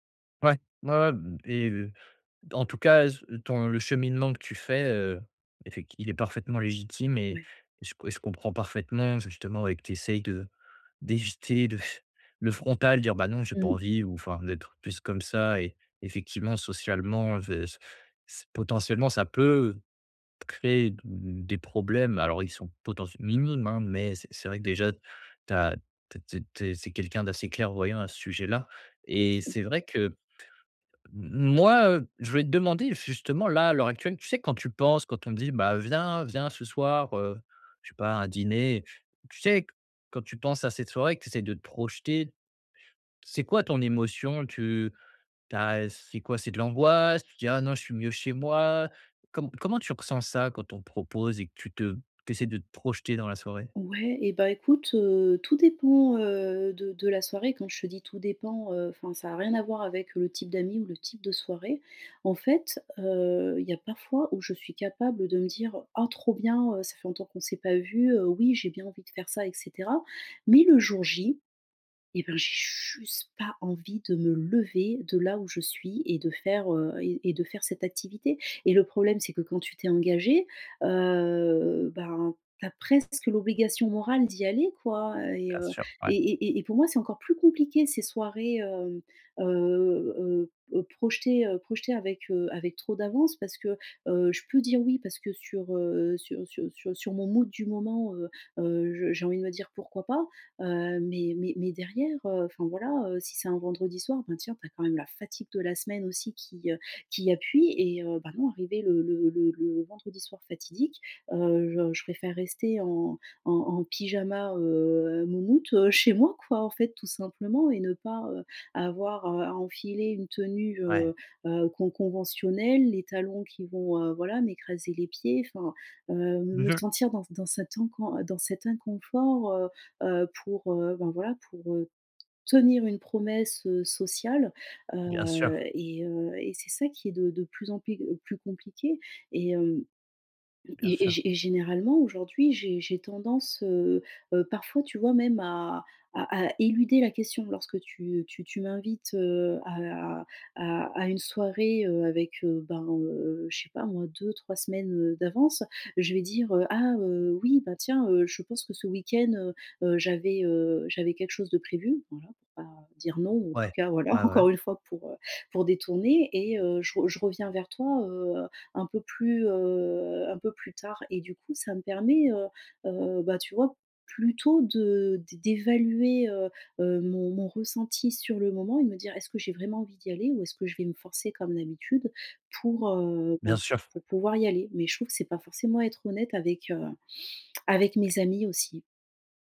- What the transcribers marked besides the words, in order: tapping; drawn out: "heu"; drawn out: "heu"; in English: "mood"; drawn out: "Heu"; chuckle; drawn out: "heu"; other background noise
- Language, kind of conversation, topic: French, advice, Pourquoi est-ce que je n’ai plus envie d’aller en soirée ces derniers temps ?